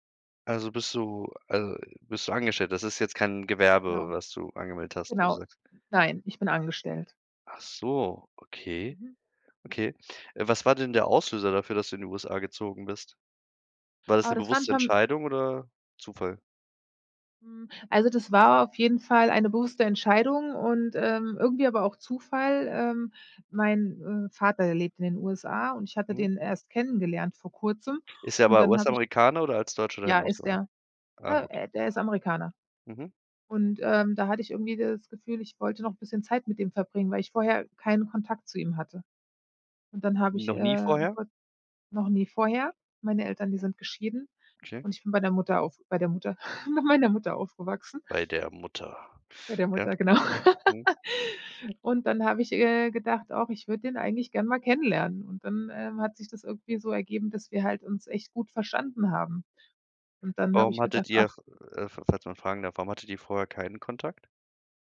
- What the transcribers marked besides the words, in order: chuckle; joyful: "bei meiner Mutter aufgewachsen"; put-on voice: "Bei der Mutter"; laughing while speaking: "genau"; laugh
- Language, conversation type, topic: German, podcast, Wie triffst du Entscheidungen bei großen Lebensumbrüchen wie einem Umzug?